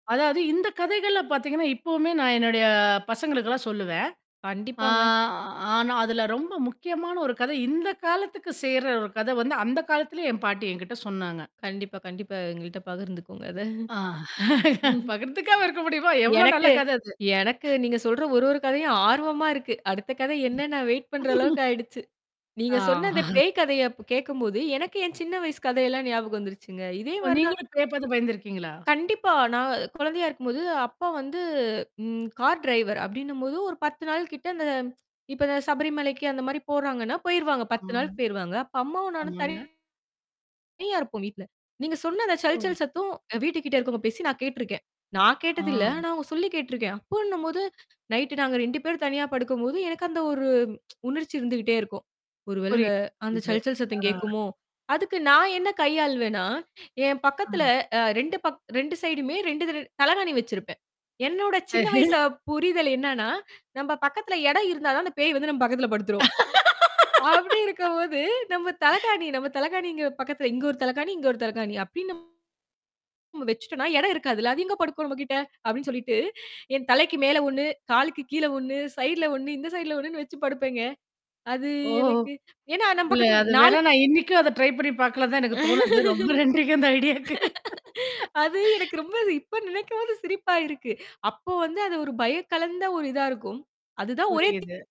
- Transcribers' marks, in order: drawn out: "ஆ"; laughing while speaking: "ஆ பகிர்ந்துக்காம இருக்க முடியுமா? எவ்வளோ நல்ல கதை அது"; laugh; other noise; in English: "வெயிட்"; other background noise; snort; mechanical hum; chuckle; tapping; in English: "டிரைவர்"; distorted speech; in English: "நைட்"; tsk; afraid: "ஒரு வேளை அந்த அந்த சல் சல் சத்தம் கேட்குமோ"; "தலையனை" said as "தலகாணி"; chuckle; laugh; laughing while speaking: "அப்படி இருக்கும்போது நம்ம தலகாணி"; "தலையனை" said as "தலகாணி"; "தலையனைங்கிற" said as "தலகாணிங்கிற"; "தலையனை" said as "தலகாணி"; "தலையனை" said as "தலகாணி"; in English: "ட்ரை"; laughing while speaking: "அது எனக்கு ரொம்ப இப்ப நினைக்கும்போது சிரிப்பா இருக்கு"; laughing while speaking: "ரொம்ப நன்றிக்கு அந்த ஐடியாக்கு"; in English: "ஐடியாக்கு"
- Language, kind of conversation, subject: Tamil, podcast, பாட்டி-தாத்தா சொன்ன கதைகள் உங்களை எப்படி பாதித்திருக்கின்றன?